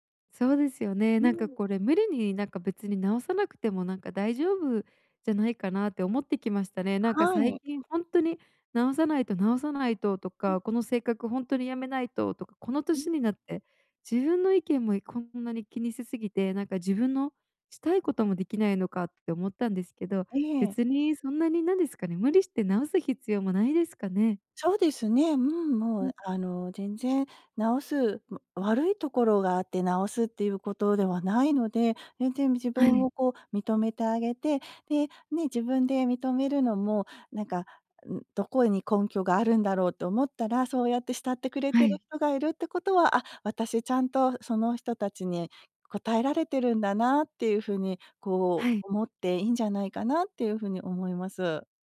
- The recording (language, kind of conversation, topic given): Japanese, advice, 他人の評価を気にしすぎずに生きるにはどうすればいいですか？
- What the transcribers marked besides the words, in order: none